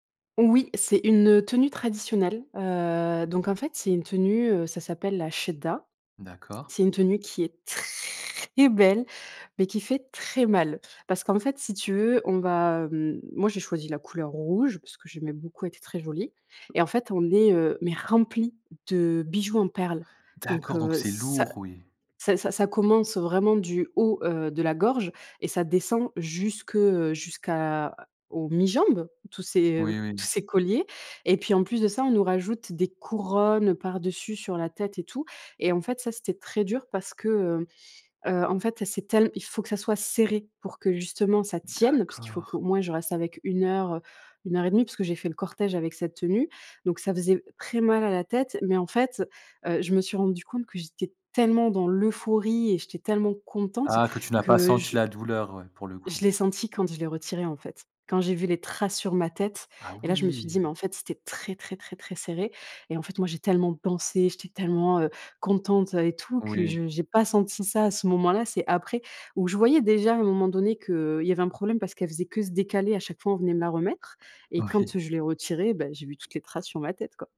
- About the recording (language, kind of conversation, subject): French, podcast, Comment se déroule un mariage chez vous ?
- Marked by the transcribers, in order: in Arabic: "chedda"; stressed: "chedda"; stressed: "très"; tapping; stressed: "remplies"; stressed: "mi-jambes"; stressed: "serré"; stressed: "tienne"; stressed: "tellement"; stressed: "traces"